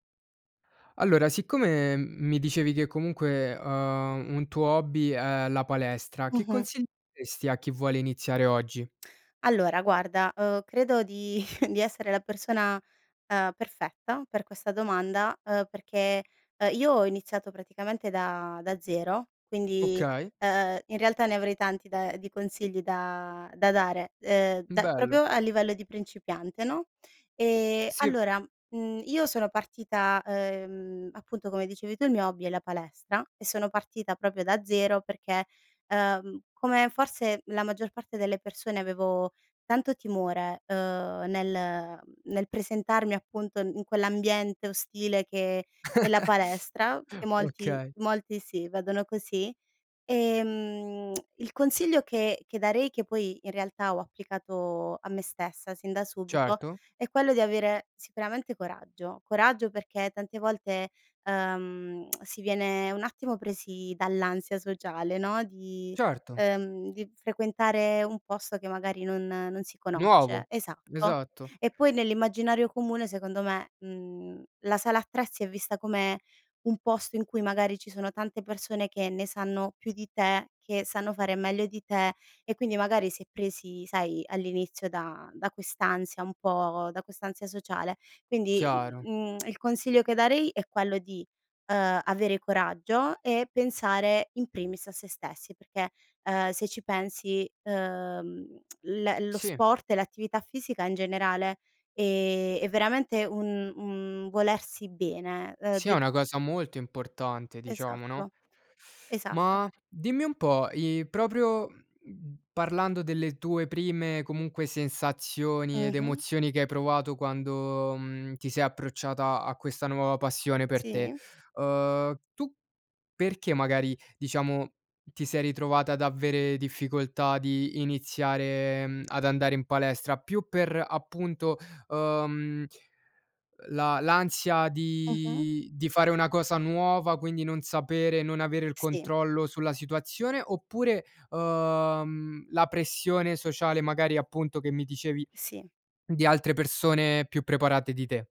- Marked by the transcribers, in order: chuckle; "proprio" said as "propio"; "proprio" said as "propio"; chuckle; tsk; lip smack; "conosce" said as "conocce"; lip smack; tsk; tapping
- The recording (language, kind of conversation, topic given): Italian, podcast, Che consigli daresti a chi vuole iniziare oggi?